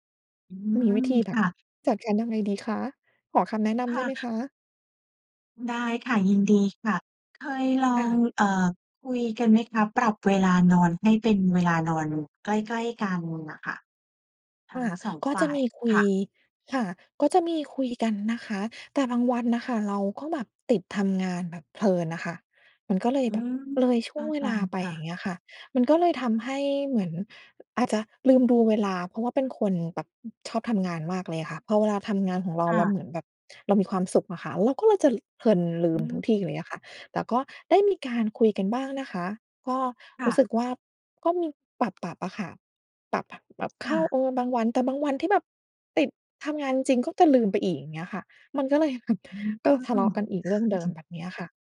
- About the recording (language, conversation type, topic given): Thai, advice, ต่างเวลาเข้านอนกับคนรักทำให้ทะเลาะกันเรื่องการนอน ควรทำอย่างไรดี?
- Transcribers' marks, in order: chuckle